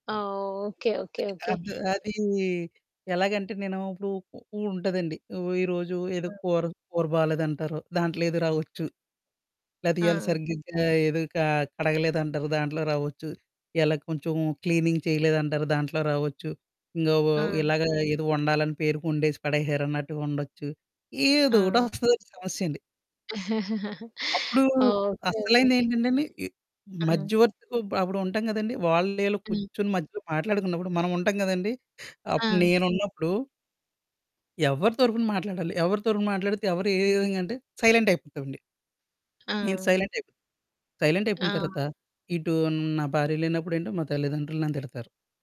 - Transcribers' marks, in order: static; other background noise; in English: "క్లీనింగ్"; distorted speech; chuckle; in English: "సైలెంట్"; in English: "సైలెంట్"; in English: "సైలెంట్"
- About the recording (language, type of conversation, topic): Telugu, podcast, వివాదాలు వచ్చినప్పుడు వాటిని పరిష్కరించే సరళమైన మార్గం ఏది?